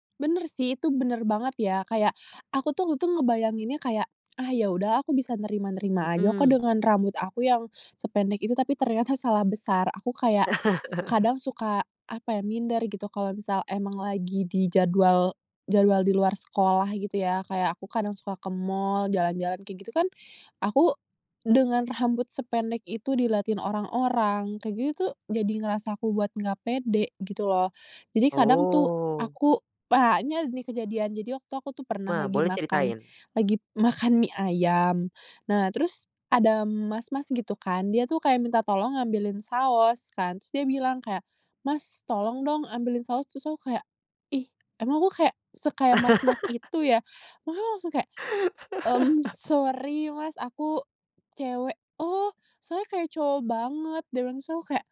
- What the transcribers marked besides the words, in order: chuckle; drawn out: "Oh"; laughing while speaking: "banyak"; laughing while speaking: "makan"; laugh; chuckle
- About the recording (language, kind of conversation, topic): Indonesian, podcast, Apa tantangan terberat saat mencoba berubah?